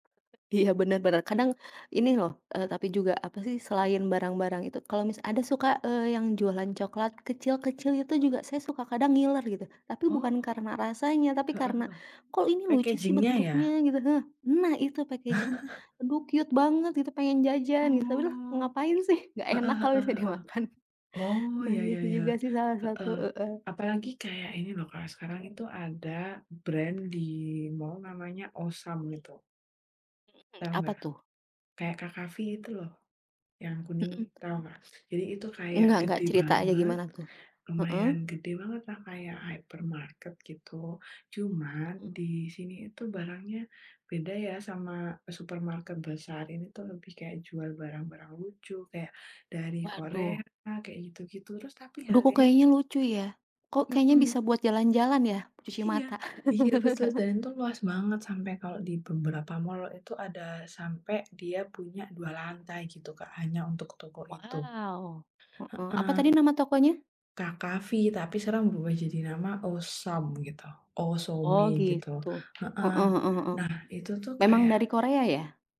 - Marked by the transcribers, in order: other background noise; in English: "packaging"; in English: "packaging"; chuckle; in English: "cute"; laughing while speaking: "misalnya dimakan"; other noise; chuckle
- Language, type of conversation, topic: Indonesian, unstructured, Bagaimana Anda menyeimbangkan antara menabung dan menikmati hidup?